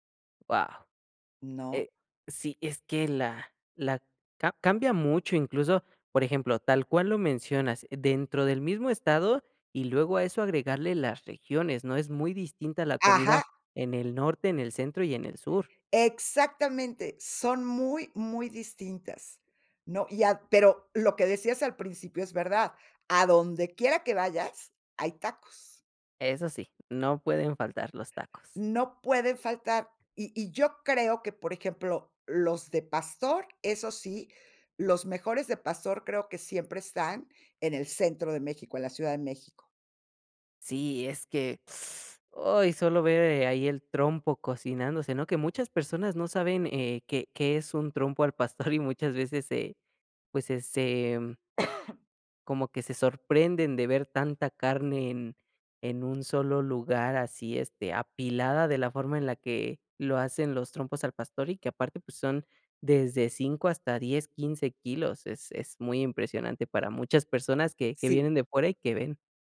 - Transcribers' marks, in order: teeth sucking; other background noise; chuckle; cough
- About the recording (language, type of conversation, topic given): Spanish, podcast, ¿Qué comida te conecta con tus raíces?